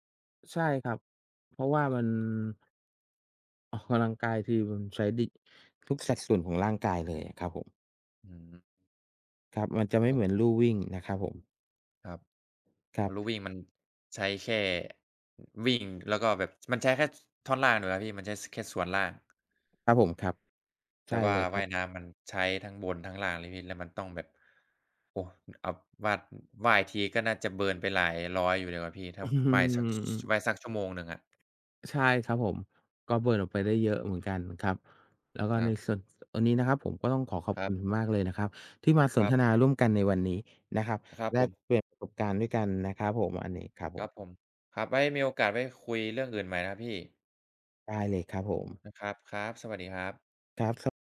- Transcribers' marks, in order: laughing while speaking: "ออก"; laughing while speaking: "อืม"
- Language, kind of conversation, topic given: Thai, unstructured, คุณเคยมีประสบการณ์สนุกๆ ขณะเล่นกีฬาไหม?